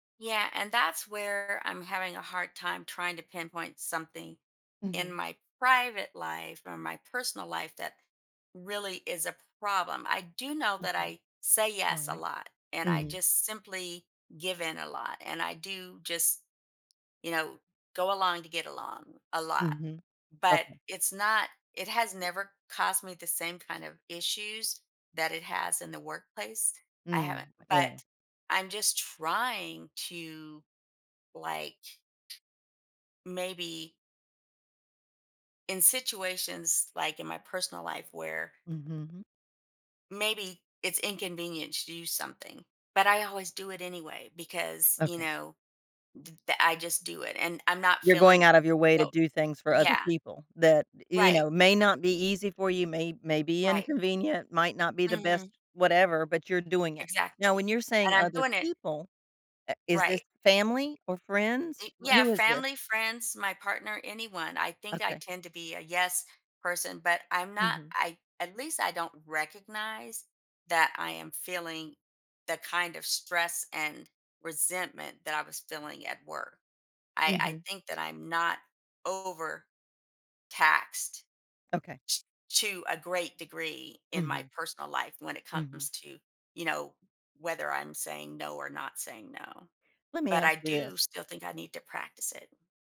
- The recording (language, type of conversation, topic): English, advice, How can I say no without feeling guilty?
- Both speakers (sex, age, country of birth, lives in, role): female, 60-64, France, United States, user; female, 60-64, United States, United States, advisor
- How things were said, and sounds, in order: stressed: "trying"; other background noise